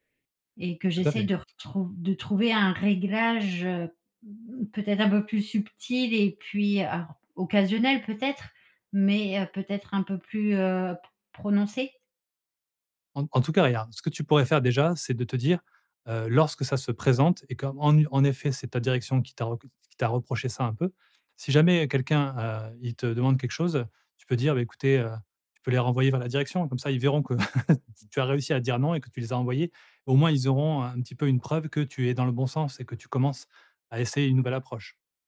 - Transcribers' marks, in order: chuckle
- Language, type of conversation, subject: French, advice, Comment puis-je refuser des demandes au travail sans avoir peur de déplaire ?